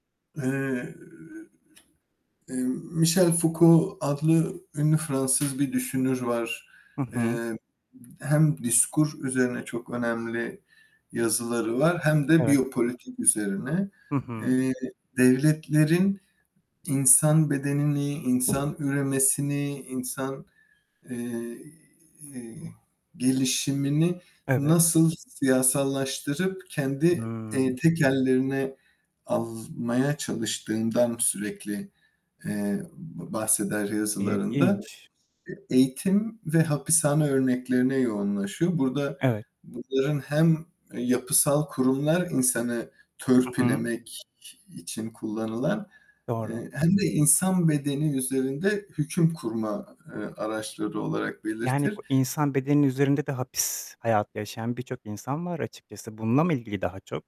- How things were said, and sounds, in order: static; tapping; distorted speech; other background noise
- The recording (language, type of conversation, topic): Turkish, unstructured, Kimliğini gizlemek zorunda kalmak seni korkutur mu?